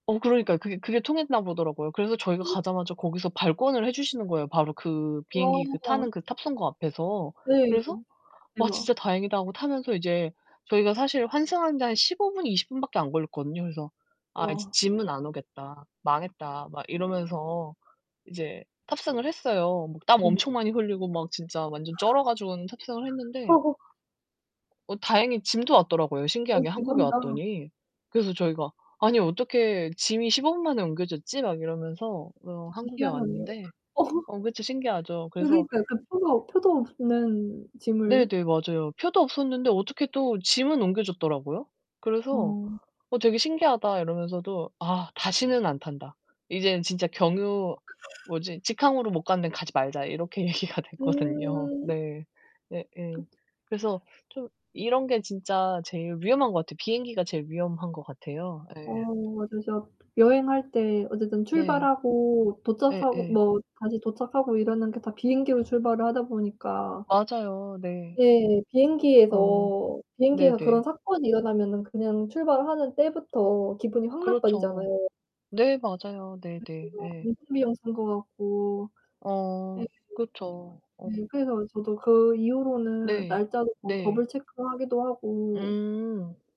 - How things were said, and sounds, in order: other background noise; distorted speech; tapping; laugh; laughing while speaking: "얘기가 됐거든요"; unintelligible speech
- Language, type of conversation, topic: Korean, unstructured, 여행 중에 뜻밖의 일을 겪은 적이 있나요?